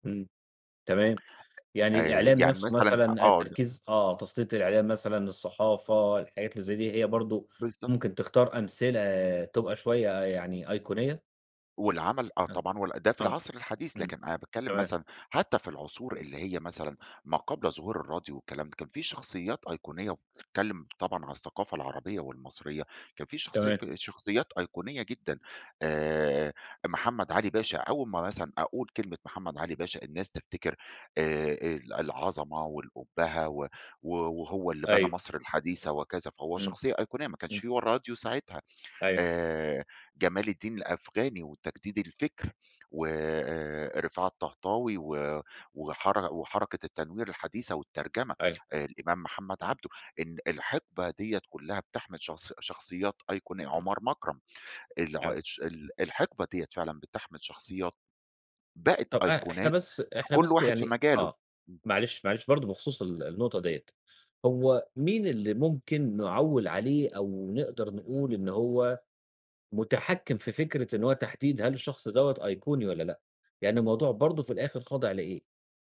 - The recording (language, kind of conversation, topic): Arabic, podcast, إيه اللي بيخلّي الأيقونة تفضل محفورة في الذاكرة وليها قيمة مع مرور السنين؟
- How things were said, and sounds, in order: tapping